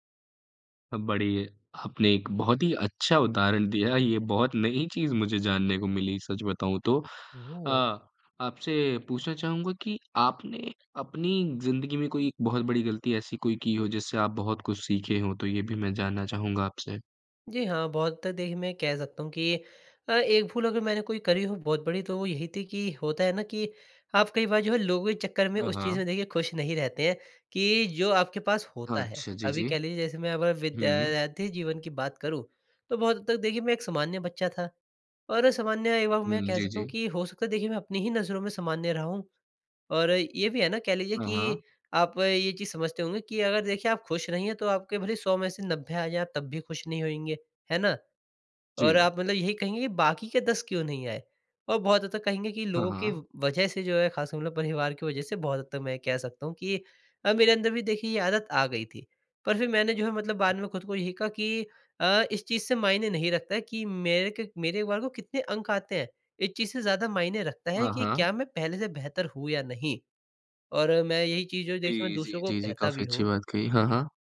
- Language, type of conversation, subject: Hindi, podcast, गलतियों से आपने क्या सीखा, कोई उदाहरण बताएँ?
- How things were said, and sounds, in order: none